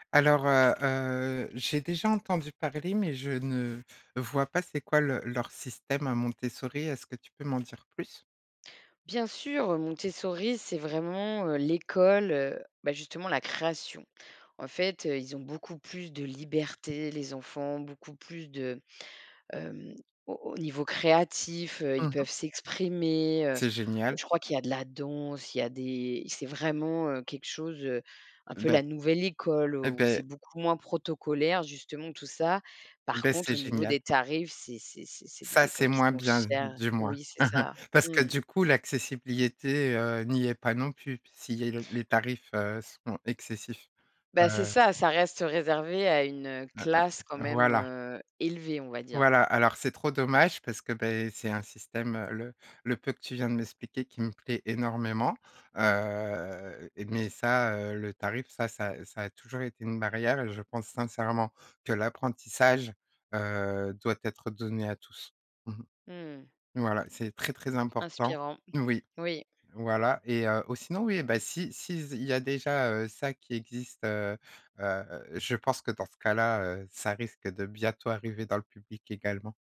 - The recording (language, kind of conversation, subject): French, podcast, Comment pourrait-on rendre l’école plus joyeuse, à ton avis ?
- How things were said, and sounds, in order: stressed: "chères"; chuckle